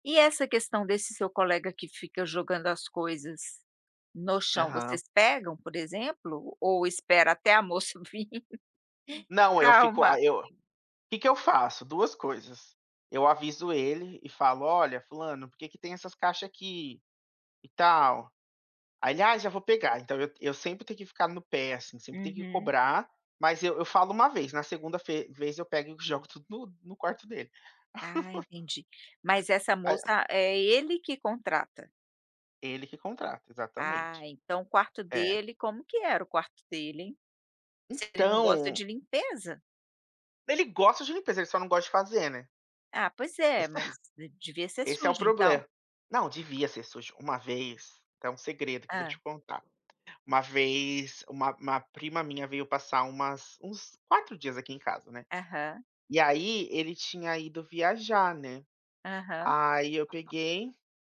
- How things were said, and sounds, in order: laughing while speaking: "vim?"; chuckle; put-on voice: "Pra arrumar"; tapping; chuckle; unintelligible speech; other background noise; chuckle
- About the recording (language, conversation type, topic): Portuguese, podcast, Como falar sobre tarefas domésticas sem brigar?